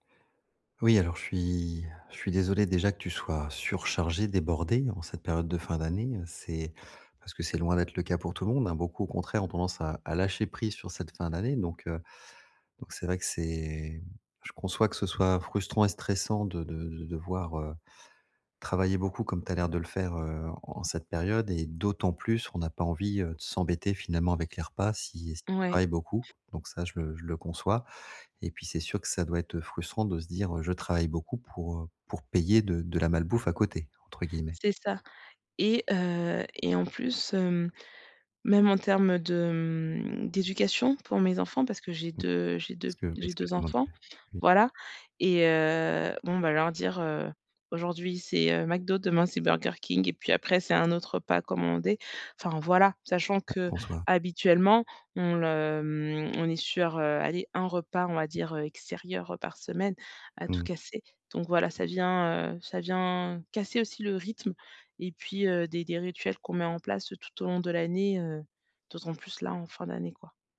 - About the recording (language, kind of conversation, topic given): French, advice, Comment planifier mes repas quand ma semaine est surchargée ?
- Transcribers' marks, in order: other noise